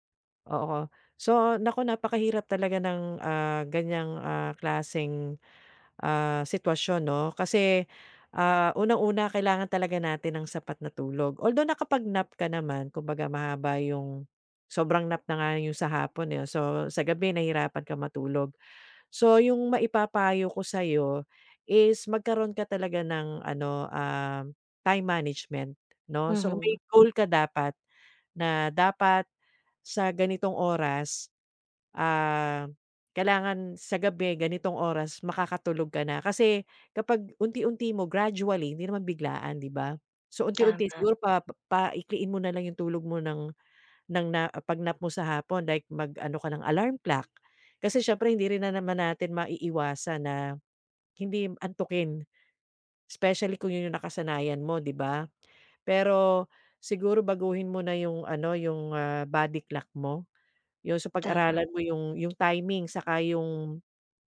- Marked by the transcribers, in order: other background noise; tapping
- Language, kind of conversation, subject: Filipino, advice, Paano ko maaayos ang sobrang pag-idlip sa hapon na nagpapahirap sa akin na makatulog sa gabi?